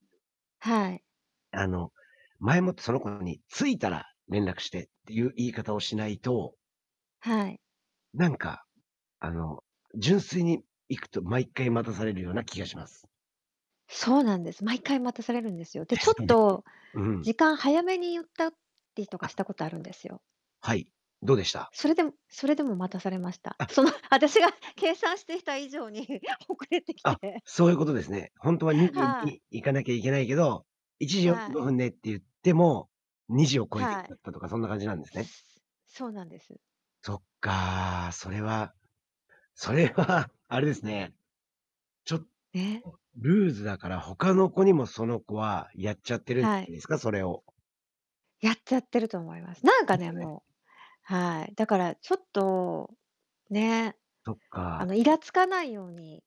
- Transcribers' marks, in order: other background noise; distorted speech; tapping; laughing while speaking: "その私が"; laughing while speaking: "に遅れてきて"; laughing while speaking: "それは"; unintelligible speech
- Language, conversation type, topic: Japanese, advice, 約束を何度も破る友人にはどう対処すればいいですか？